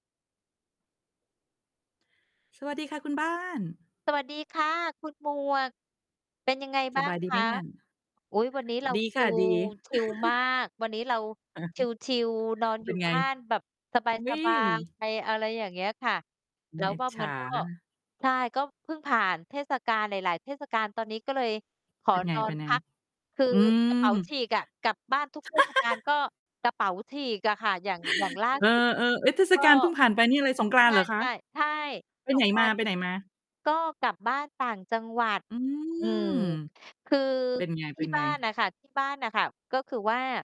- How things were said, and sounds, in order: distorted speech; "นั่น" said as "หงั่น"; chuckle; "สบาย" said as "สะบาง"; laugh; drawn out: "อืม"
- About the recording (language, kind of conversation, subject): Thai, unstructured, คุณคิดว่าเทศกาลทางศาสนามีความสำคัญต่อความสัมพันธ์ในครอบครัวไหม?